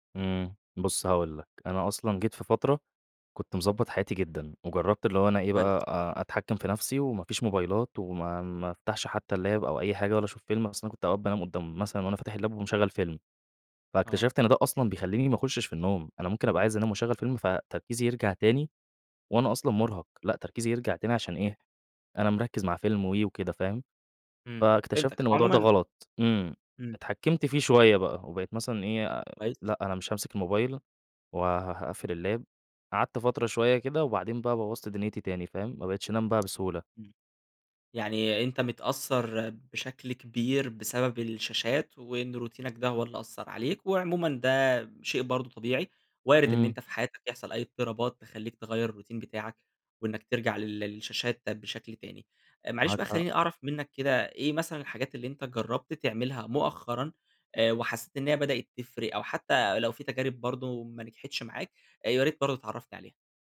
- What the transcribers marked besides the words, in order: in English: "الLap"; in English: "الLap"; in English: "الLap"; tapping; in English: "روتينك"; in English: "الRoutine"
- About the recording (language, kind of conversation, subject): Arabic, advice, إزاي أحسّن نومي لو الشاشات قبل النوم والعادات اللي بعملها بالليل مأثرين عليه؟